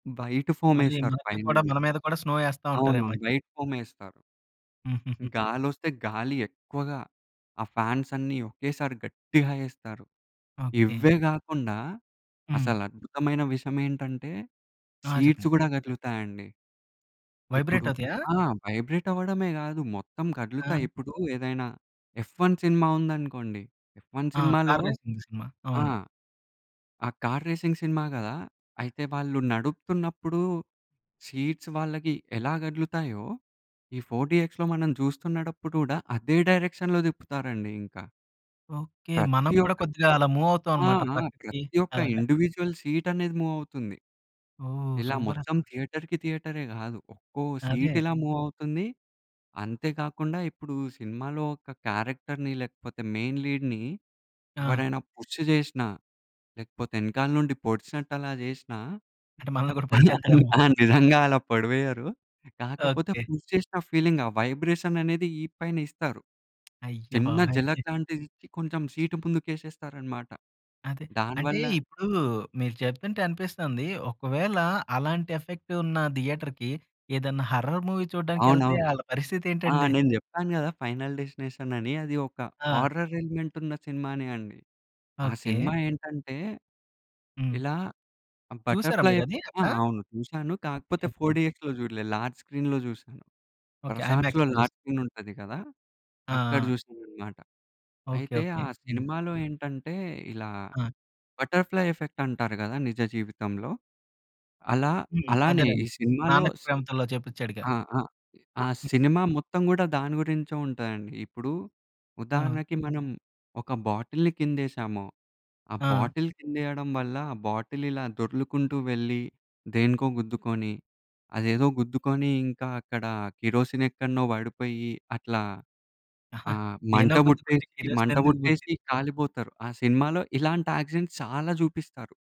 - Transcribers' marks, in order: in English: "వైట్"; in English: "స్నో"; in English: "వైట్"; in English: "ఫాన్స్"; in English: "సీట్స్"; in English: "వైబ్రేట్"; in English: "వైబ్రేట్"; other noise; in English: "కార్ రేసింగ్‌ది"; in English: "కార్ రేసింగ్"; in English: "సీట్స్"; in English: "ఫోర్ డీఎక్స్‌లో"; in English: "డైరెక్షన్‌లో"; in English: "మూవ్"; in English: "ఇండివిడ్యువల్ సీట్"; in English: "మూవ్"; in English: "సూపర్"; in English: "థియేటర్‌కి"; in English: "సీట్"; in English: "మూవ్"; in English: "క్యారెక్టర్‌ని"; in English: "మెయిన్ లీడ్‌ని"; in English: "పుష్"; laughing while speaking: "అలా ఆ నిజంగా అలా పొడివేయ్యరు"; giggle; in English: "పుష్"; in English: "ఫీలింగ్"; tapping; in English: "థియేటర్‌కి"; in English: "హారర్ మూవీ"; other background noise; in English: "హారర్ ఎలిమెంట్"; in English: "బటర్‌ఫ్లై ఎఫెక్ట్"; in English: "4డీఎక్స్‌లో"; in English: "లార్జ్ స్క్రీన్‌లో"; in English: "ఐమాక్స్‌లో"; in English: "లార్జ్ స్క్రీన్"; in English: "బటర్‌ఫ్లై ఎఫెక్ట్"; in English: "బాటిల్"; in English: "బాటిల్"; in English: "కిరోసిన్"; chuckle; in English: "కిరోసిన్"; in English: "యాక్సిడెంట్స్"
- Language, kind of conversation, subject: Telugu, podcast, బిగ్ స్క్రీన్ అనుభవం ఇంకా ముఖ్యం అనుకుంటావా, ఎందుకు?